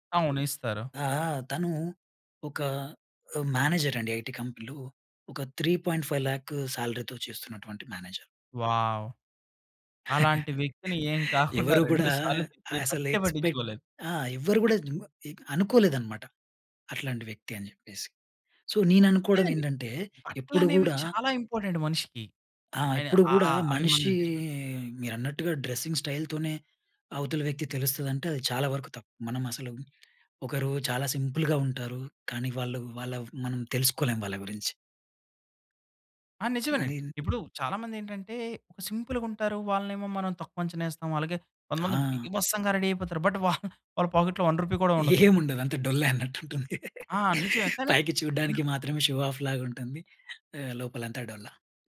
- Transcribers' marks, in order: in English: "మేనేజర్"; in English: "ఐటీ కంపెనీలో"; in English: "త్రి పాయింట్ ఫైవ్ లాఖ్ శాలరీతో"; in English: "మేనేజర్"; in English: "వావ్!"; chuckle; in English: "ఎక్స్పెక్ట్"; in English: "సో"; in English: "ఇంపార్టెంట్"; in English: "డ్రెసింగ్ స్టైల్"; in English: "సింపుల్‌గా"; tapping; stressed: "బీభత్సంగా"; in English: "రెడీ"; in English: "బట్"; chuckle; in English: "పోకెట్‌లో వన్ రూపీ"; laughing while speaking: "ఏం ఉండదంతె డొల్లే అన్నట్టుంటుంది"; in English: "షో ఆఫ్"
- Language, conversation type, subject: Telugu, podcast, మీ సంస్కృతి మీ వ్యక్తిగత శైలిపై ఎలా ప్రభావం చూపిందని మీరు భావిస్తారు?